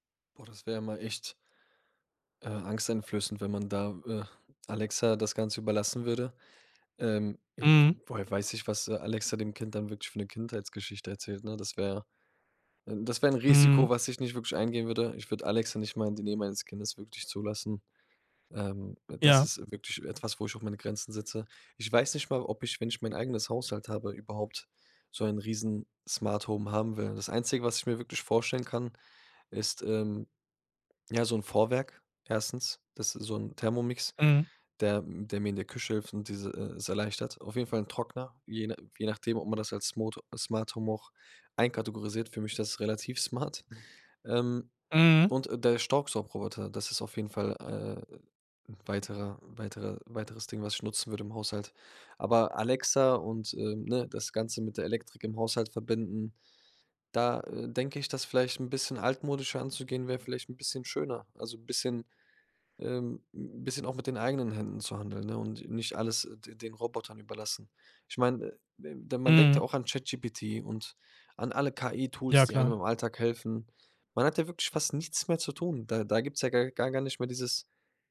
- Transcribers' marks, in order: laughing while speaking: "smart"
- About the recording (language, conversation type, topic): German, podcast, Wie beeinflusst ein Smart-Home deinen Alltag?